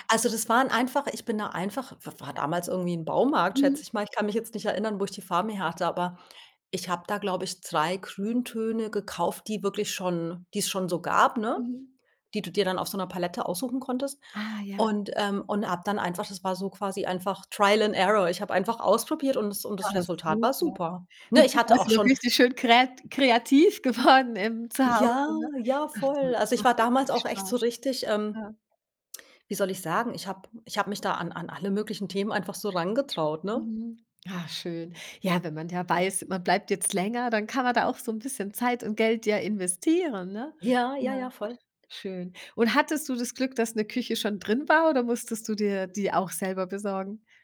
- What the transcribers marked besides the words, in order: in English: "Trial and Error"; laughing while speaking: "geworden"; tapping
- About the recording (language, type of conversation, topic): German, podcast, Wann hast du dich zum ersten Mal wirklich zu Hause gefühlt?